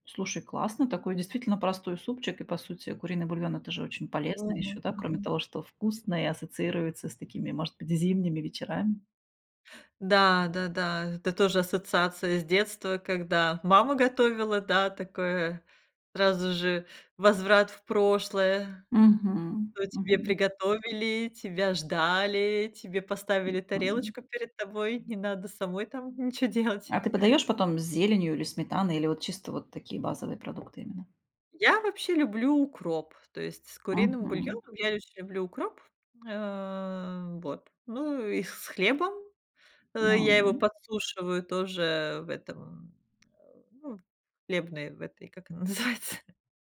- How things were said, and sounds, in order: other noise; laughing while speaking: "как она называется?"
- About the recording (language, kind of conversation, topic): Russian, podcast, Как из простых ингредиентов приготовить ужин, который будто обнимает?